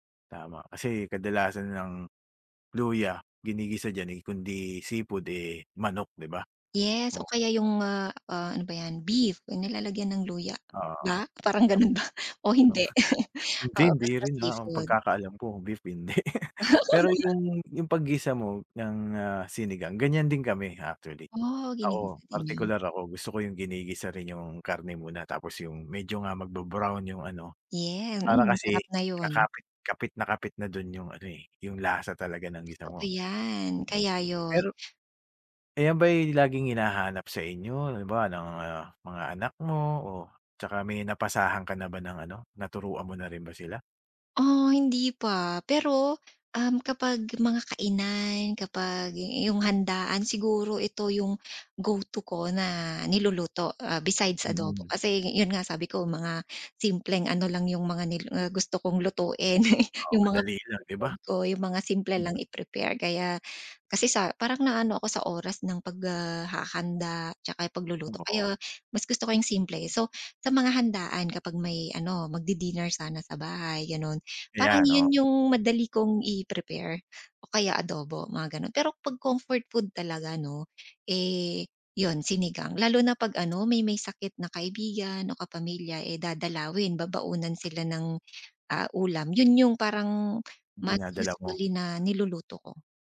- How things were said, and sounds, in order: other background noise; tapping; chuckle; laughing while speaking: "Parang gano'n ba?"; chuckle; laugh; background speech; wind; other noise; chuckle; unintelligible speech; inhale
- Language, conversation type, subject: Filipino, podcast, Paano mo inilalarawan ang paborito mong pagkaing pampagaan ng pakiramdam, at bakit ito espesyal sa iyo?